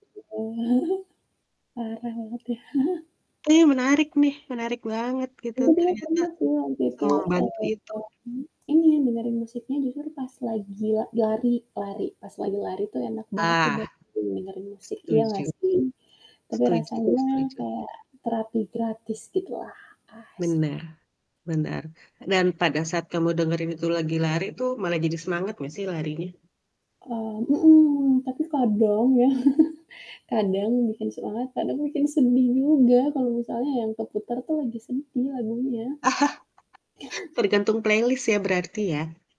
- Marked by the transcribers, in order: static; chuckle; distorted speech; chuckle; other background noise; chuckle; chuckle; in English: "playlist"; chuckle
- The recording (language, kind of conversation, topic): Indonesian, podcast, Pernahkah kamu menggunakan musik untuk menenangkan diri?